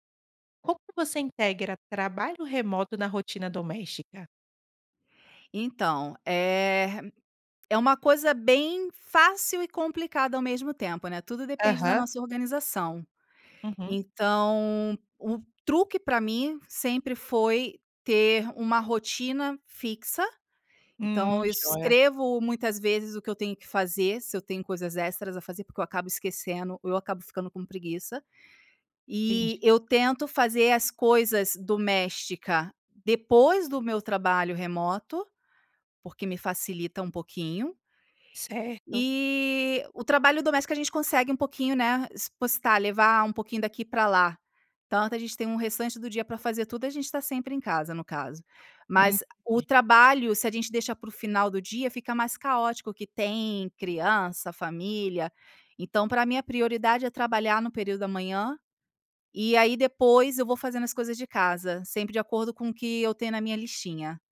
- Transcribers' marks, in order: tapping; unintelligible speech
- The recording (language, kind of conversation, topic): Portuguese, podcast, Como você integra o trabalho remoto à rotina doméstica?